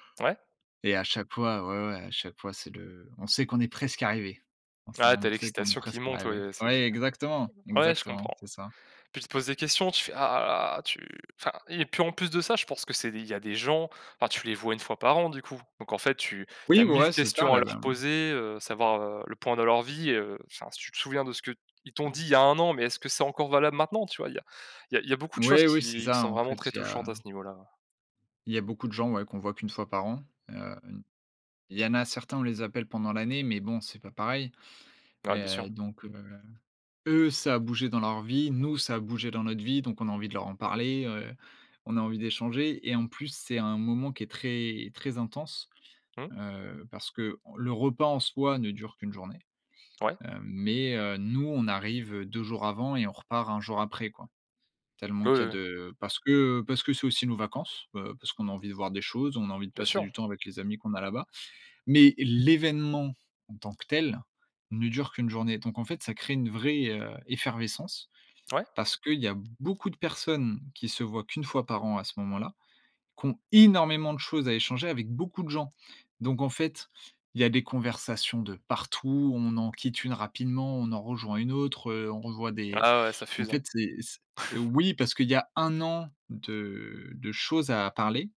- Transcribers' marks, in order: tapping; other background noise; stressed: "eux"; stressed: "Nous"; stressed: "l'événement"; stressed: "énormément"; stressed: "partout"; chuckle
- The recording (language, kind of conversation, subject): French, podcast, Quelle est la fête populaire que tu attends avec impatience chaque année ?